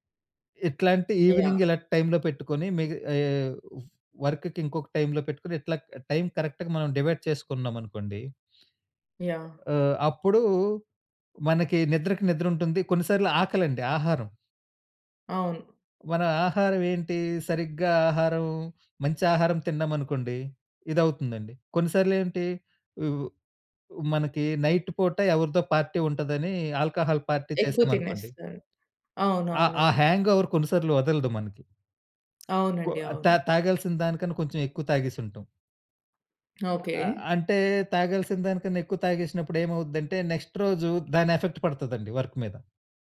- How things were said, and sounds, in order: in English: "ఈవినింగ్"; unintelligible speech; in English: "వర్క్‌కి"; in English: "కరెక్ట్‌గా"; in English: "డివైడ్"; other noise; in English: "నైట్"; in English: "పార్టీ"; in English: "ఆల్కహాల్ పార్టీ"; in English: "హ్యాంగోవర్"; in English: "నెక్స్ట్"; in English: "ఎఫెక్ట్"; in English: "వర్క్"
- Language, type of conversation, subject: Telugu, podcast, ఒత్తిడిని మీరు ఎలా ఎదుర్కొంటారు?